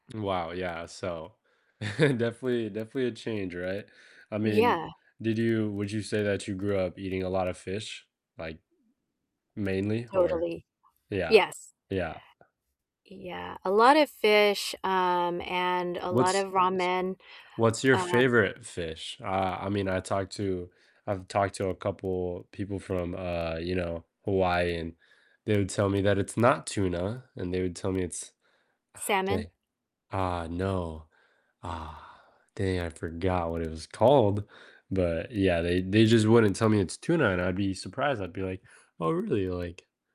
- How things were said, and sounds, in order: static; distorted speech; chuckle; other background noise; tapping
- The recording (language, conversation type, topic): English, unstructured, How do you think food brings people together?